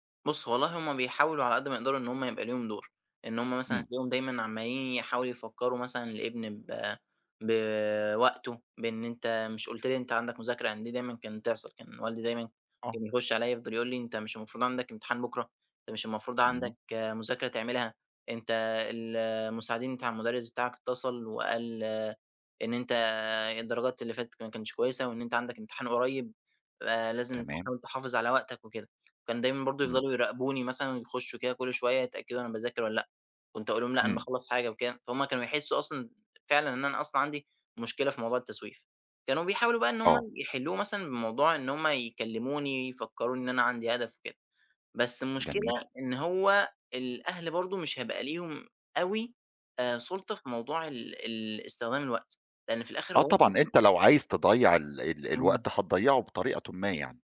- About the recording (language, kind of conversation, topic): Arabic, podcast, إزاي تتغلب على التسويف؟
- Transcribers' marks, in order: unintelligible speech